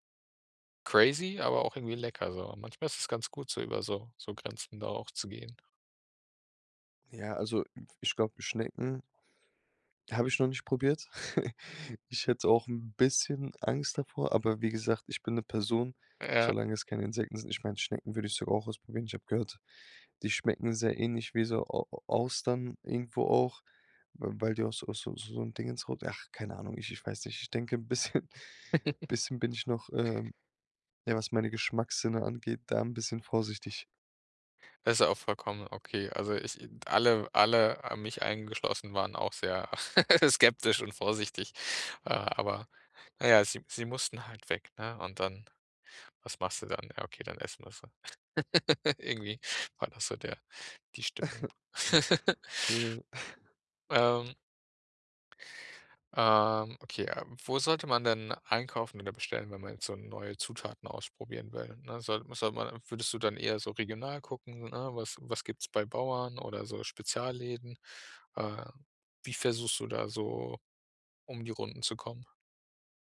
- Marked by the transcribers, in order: chuckle; laughing while speaking: "bisschen"; giggle; chuckle; giggle; chuckle; chuckle; laugh
- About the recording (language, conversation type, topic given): German, podcast, Welche Tipps gibst du Einsteigerinnen und Einsteigern, um neue Geschmäcker zu entdecken?